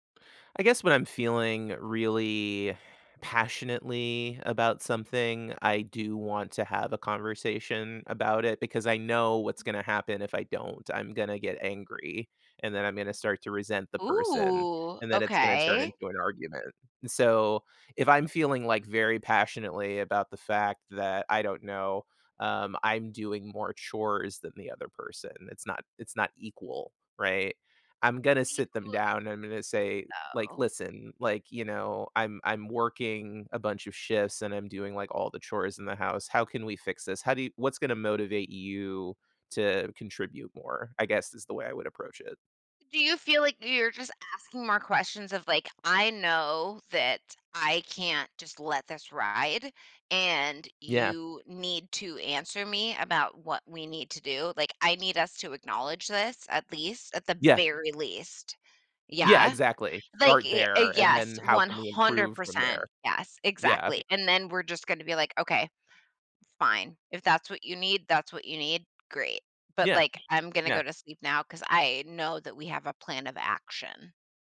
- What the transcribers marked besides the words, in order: other background noise; drawn out: "Ooh"; unintelligible speech; stressed: "very"
- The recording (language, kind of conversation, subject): English, unstructured, How can I balance giving someone space while staying close to them?